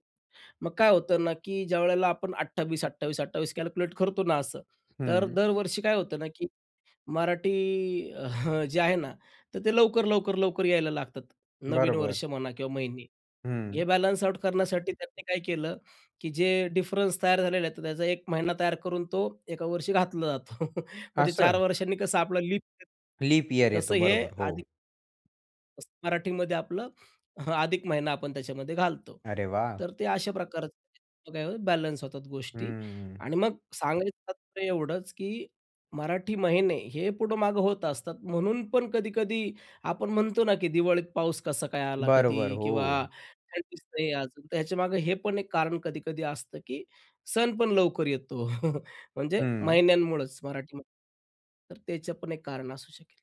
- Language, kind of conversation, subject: Marathi, podcast, हंगामीन उत्सव आणि निसर्ग यांचं नातं तुम्ही कसं स्पष्ट कराल?
- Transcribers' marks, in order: chuckle; in English: "बॅलन्स आउट"; chuckle; other background noise; chuckle; unintelligible speech; chuckle